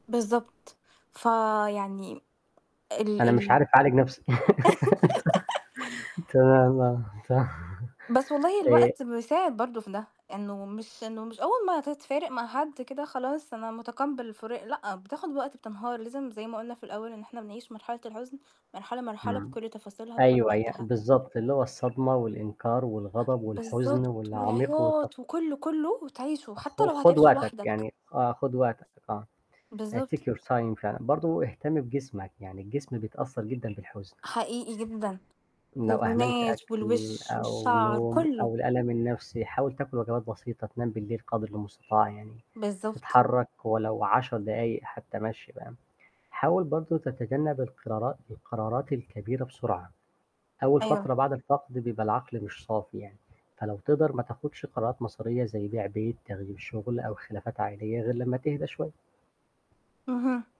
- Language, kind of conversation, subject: Arabic, unstructured, إزاي بتتعامل مع فقدان حد بتحبه فجأة؟
- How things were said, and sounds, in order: static; laugh; chuckle; laughing while speaking: "صح"; in English: "Take your time"